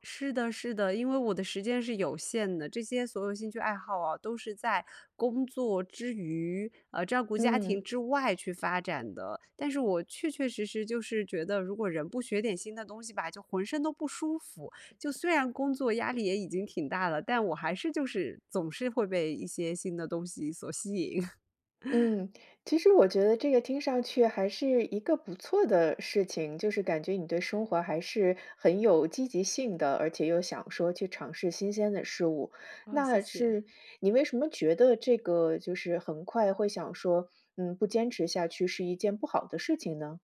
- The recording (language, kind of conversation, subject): Chinese, advice, 为什么我在学习新技能时总是很快就失去动力和兴趣？
- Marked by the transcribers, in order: other background noise; laugh